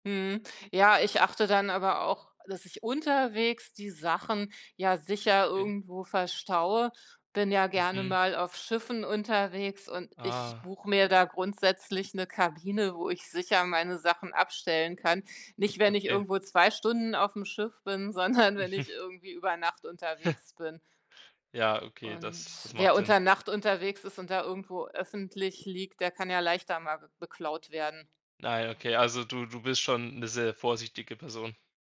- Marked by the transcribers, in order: laughing while speaking: "sondern"; chuckle; other background noise
- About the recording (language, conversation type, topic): German, podcast, Hast du schon einmal Erfahrungen mit Diebstahl oder Taschendiebstahl gemacht?